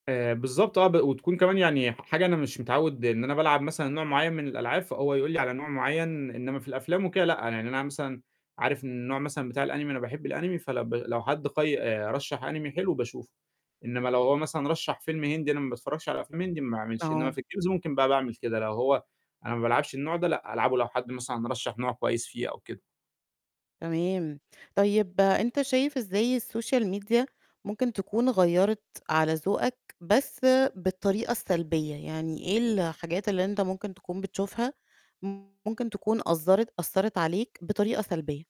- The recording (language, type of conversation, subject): Arabic, podcast, بتحس إن السوشيال ميديا غيّرت ذوقنا في الترفيه ولا لأ؟
- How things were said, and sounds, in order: static; in Japanese: "الAnime"; in Japanese: "الAnime"; in Japanese: "Anime"; in English: "الGames"; in English: "السوشيال ميديا"; distorted speech; "أثّرت" said as "أظّرت"